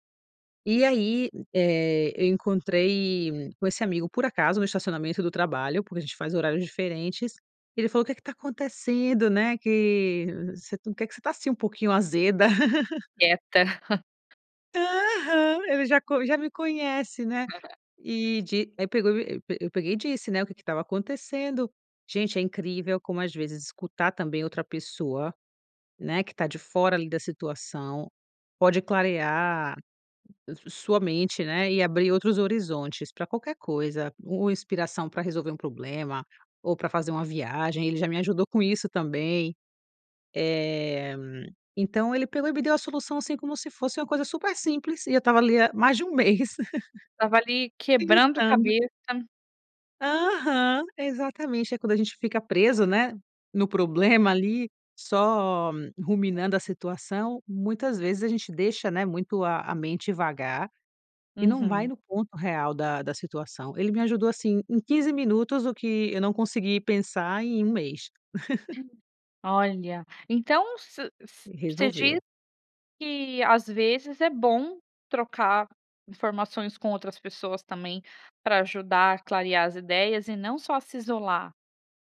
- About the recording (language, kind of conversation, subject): Portuguese, podcast, O que te inspira mais: o isolamento ou a troca com outras pessoas?
- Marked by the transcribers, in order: laugh; chuckle; tapping; laugh; chuckle; laugh